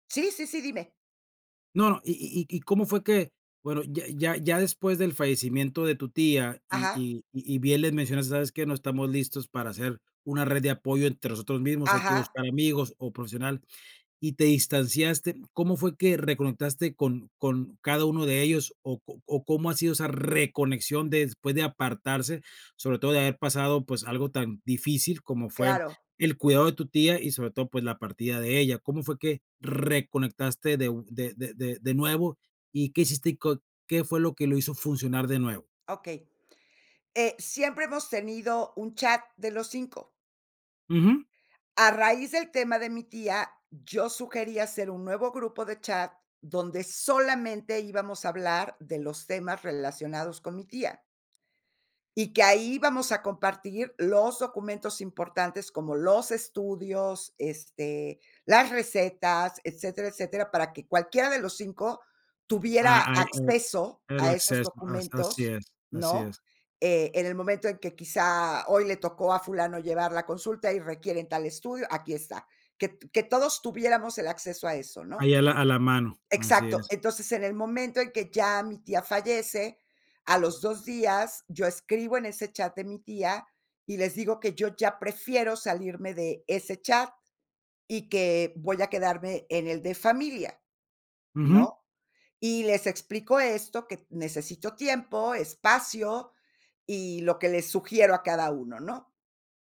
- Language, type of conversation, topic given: Spanish, podcast, ¿Qué acciones sencillas recomiendas para reconectar con otras personas?
- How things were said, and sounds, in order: none